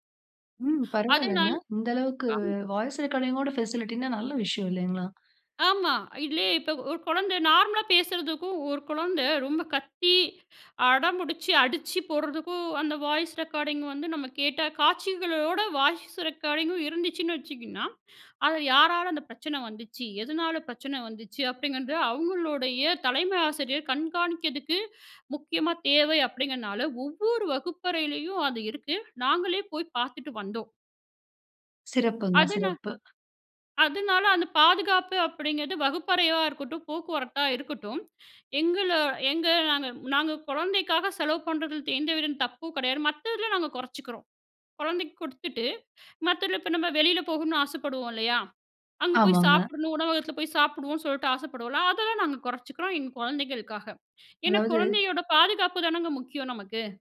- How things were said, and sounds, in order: in English: "வாய்ஸ் ரெக்கார்டிங்க்"; in English: "ஃபெசிலிடினா"; in English: "நார்மலா"; inhale; in English: "வாய்ஸ் ரெக்கார்டிங்"; in English: "வாய்ஸ் ரெக்கார்டிங்கும்"; inhale; inhale
- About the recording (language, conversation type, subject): Tamil, podcast, குழந்தைகளை பள்ளிக்குச் செல்ல நீங்கள் எப்படி தயார் செய்கிறீர்கள்?